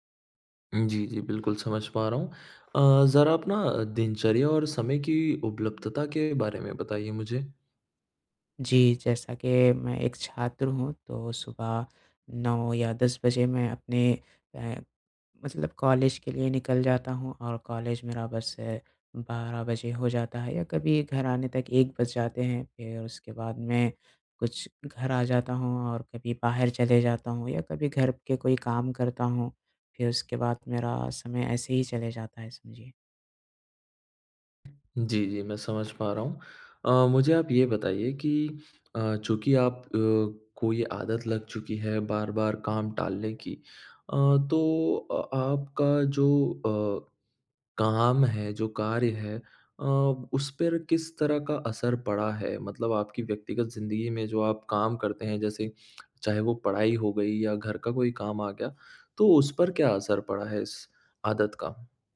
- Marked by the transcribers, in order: none
- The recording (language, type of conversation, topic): Hindi, advice, आप काम बार-बार क्यों टालते हैं और आखिरी मिनट में होने वाले तनाव से कैसे निपटते हैं?